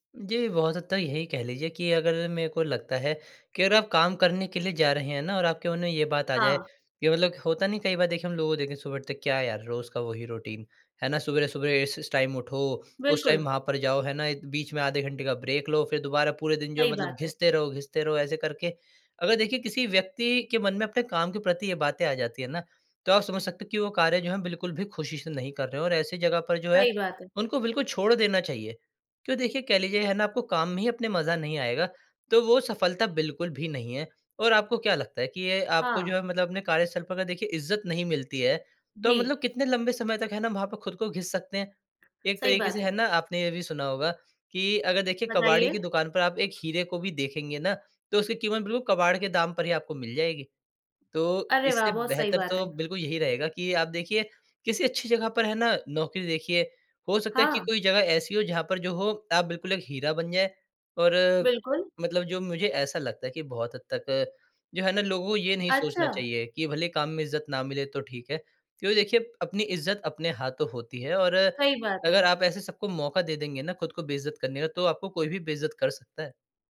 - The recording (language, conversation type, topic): Hindi, podcast, खुशी और सफलता में तुम किसे प्राथमिकता देते हो?
- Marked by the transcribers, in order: in English: "रूटीन"; in English: "टाइम"; in English: "टाइम"; in English: "ब्रेक"